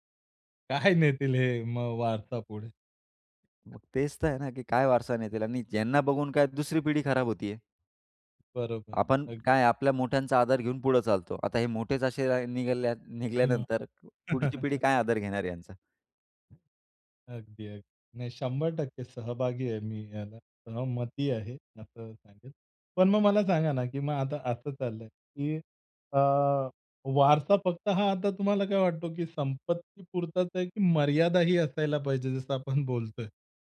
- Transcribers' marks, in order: laughing while speaking: "काय नेतील"; other background noise; tapping; chuckle; laughing while speaking: "बोलतोय?"
- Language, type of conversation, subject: Marathi, podcast, कुटुंबाचा वारसा तुम्हाला का महत्त्वाचा वाटतो?